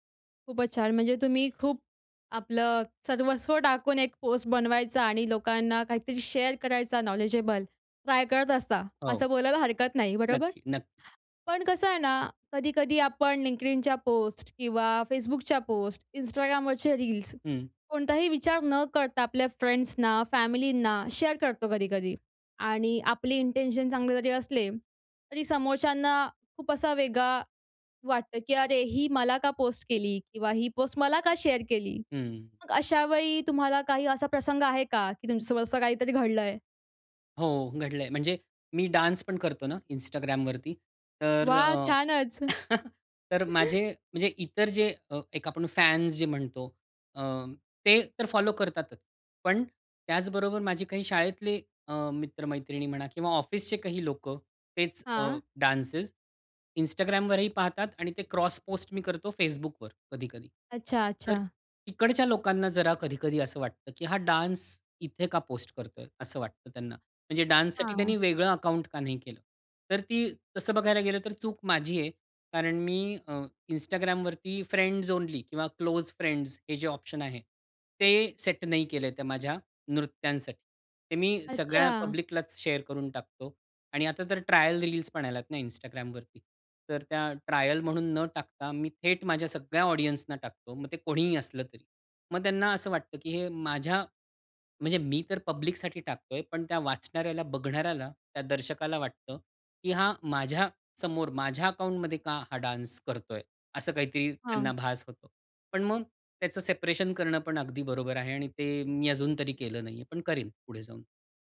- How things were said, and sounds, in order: in English: "शेअर"; other background noise; in English: "फ्रेंड्सना"; in English: "शेअर"; in English: "इंटेन्शन"; in English: "डान्स"; laugh; chuckle; in English: "डान्सेज"; in English: "डान्स"; in English: "डान्ससाठी"; in English: "फ्रेंड्स"; in English: "फ्रेंड्स"; in English: "पब्लिकलाच शेअर"; in English: "ट्रायल"; in English: "ट्रायल"; in English: "ऑडियन्सना"; in English: "पब्लिकसाठी"; in English: "सेपरेशन"
- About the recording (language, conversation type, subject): Marathi, podcast, सोशल मीडियावर काय शेअर करावं आणि काय टाळावं, हे तुम्ही कसं ठरवता?